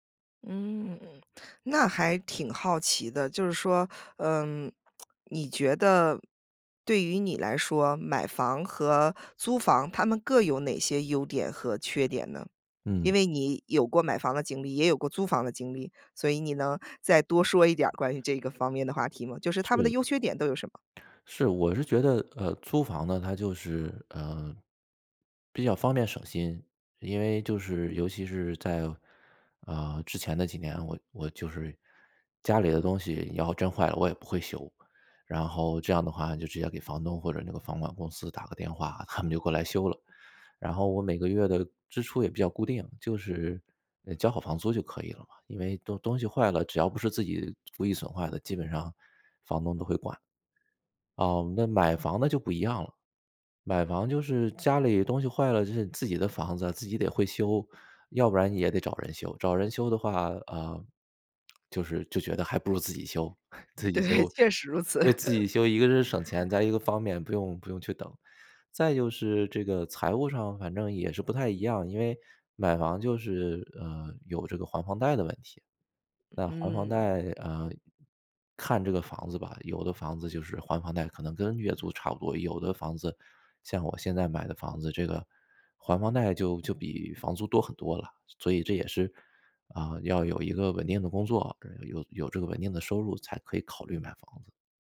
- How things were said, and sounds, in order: lip smack; "然" said as "言"; laughing while speaking: "他们"; chuckle; laughing while speaking: "对，确实如此"
- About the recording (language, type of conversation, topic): Chinese, podcast, 你会如何权衡买房还是租房？